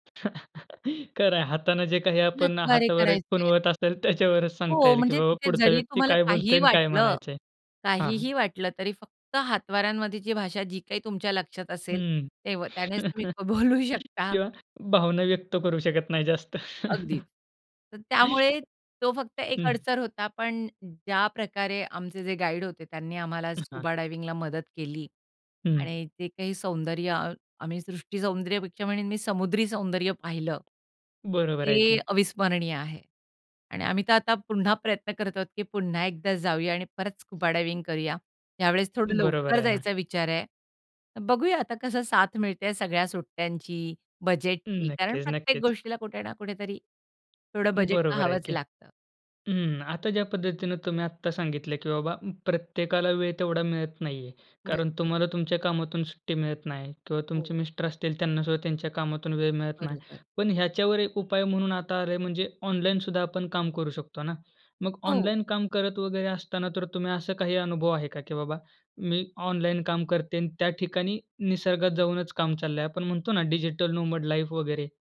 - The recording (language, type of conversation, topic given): Marathi, podcast, निसर्गात वेळ घालवण्यासाठी तुमची सर्वात आवडती ठिकाणे कोणती आहेत?
- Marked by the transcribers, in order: chuckle; laughing while speaking: "त्याच्यावरच"; chuckle; laughing while speaking: "बोलू शकता"; laughing while speaking: "जास्त"; chuckle; in English: "स्कुबा डायव्हिंगला"; tapping; anticipating: "आणि आम्ही तर आता पुन्हा … स्कुबा डायव्हिंग करूया"; in English: "स्कुबा डायव्हिंग"; other background noise; in English: "डिजिटल नोमॅड लाईफ"